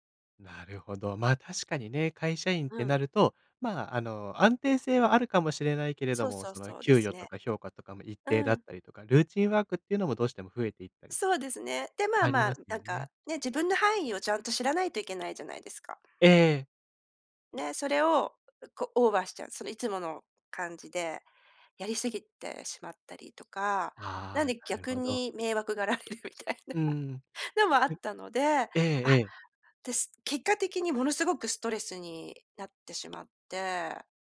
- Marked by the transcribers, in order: laughing while speaking: "迷惑がられるみたいなのもあったので"
- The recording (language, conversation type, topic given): Japanese, podcast, 仕事でやりがいをどう見つけましたか？